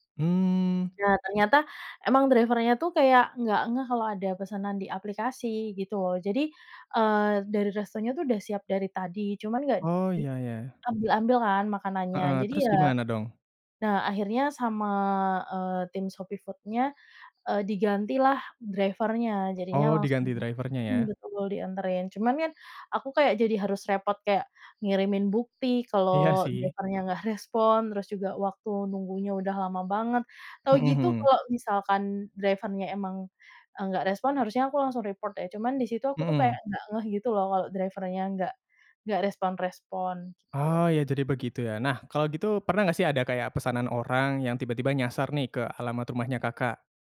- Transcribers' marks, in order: in English: "driver-nya"; other animal sound; other background noise; in English: "driver-nya"; in English: "driver-nya"; in English: "driver-nya"; in English: "driver-nya"; in English: "report"; in English: "driver-nya"
- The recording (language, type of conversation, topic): Indonesian, podcast, Bagaimana pengalaman kamu memesan makanan lewat aplikasi, dan apa saja hal yang kamu suka serta bikin kesal?